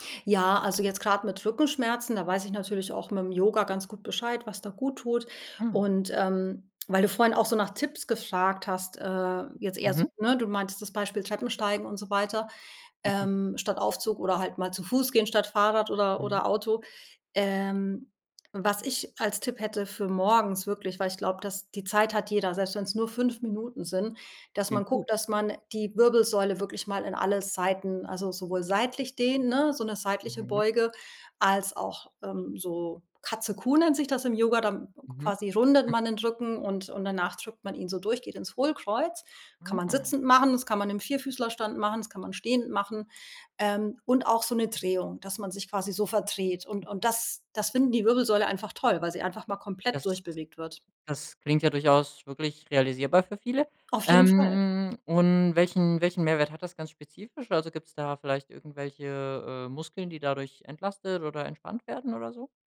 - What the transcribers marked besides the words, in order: chuckle; chuckle; unintelligible speech
- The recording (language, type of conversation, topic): German, podcast, Wie baust du kleine Bewegungseinheiten in den Alltag ein?